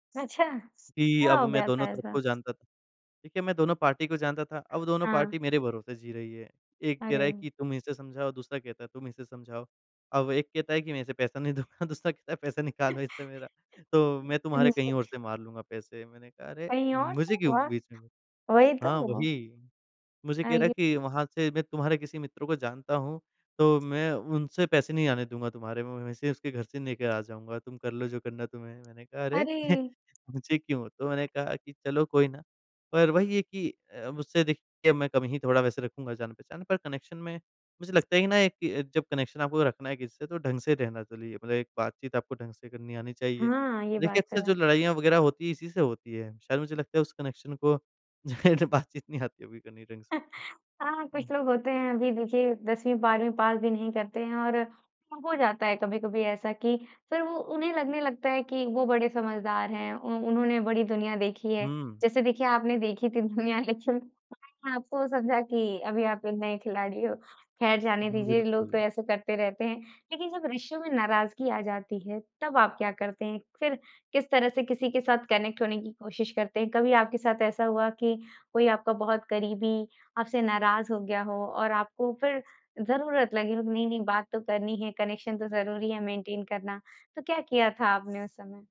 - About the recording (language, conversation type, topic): Hindi, podcast, अपने रिश्तों में जुड़े रहने और उन्हें निभाए रखने के आपके आसान तरीके क्या हैं?
- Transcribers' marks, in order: in English: "पार्टी"; in English: "पार्टी"; laughing while speaking: "दूसरा कहता है पैसा निकालो इससे मेरा"; chuckle; tapping; chuckle; in English: "कनेक्शन"; in English: "कनेक्शन"; in English: "कनेक्शन"; laughing while speaking: "जाहिर है बात-चीत"; chuckle; laughing while speaking: "दुनिया लेकिन"; in English: "कनेक्ट"; in English: "कनेक्शन"; in English: "मेंटेन"